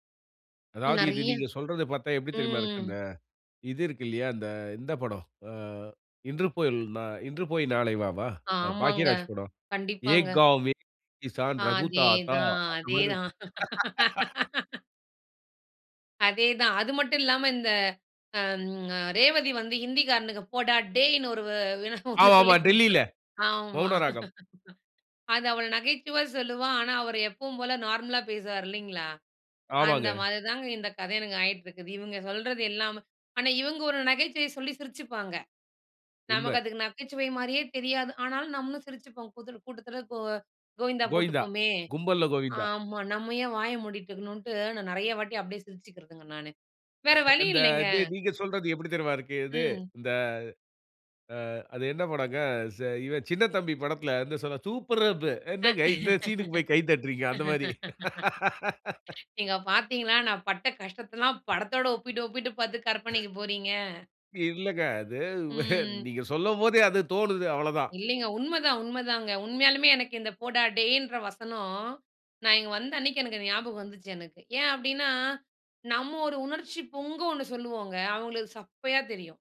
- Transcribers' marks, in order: in Hindi: "ஏக் காவ்மே கிஸான் ரகு தாத்தா"; drawn out: "அதேதான்"; laugh; laughing while speaking: "ஒண்ணு சொல்லிக் கொடுப்பா, ஆமா"; chuckle; laughing while speaking: "அந்த இது நீங்க சொல்றது எப்புடி … தட்டுறீங்க! அந்த மாரி"; laugh; laughing while speaking: "அ நீங்க பாத்தீங்களா, நான் பட்ட கஷ்டத்தல்லாம் படத்தோட ஒப்பிட்டு ஒப்பிட்டு பாத்து கற்பனைக்கு போறீங்க"; laugh; chuckle; laughing while speaking: "இல்லங்க. அது நீங்க சொல்லும்போதே அது தோணுது அவ்வளதான்"; breath
- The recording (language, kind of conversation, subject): Tamil, podcast, மொழியை மாற்றியபோது உங்கள் அடையாள உணர்வு எப்படி மாறியது?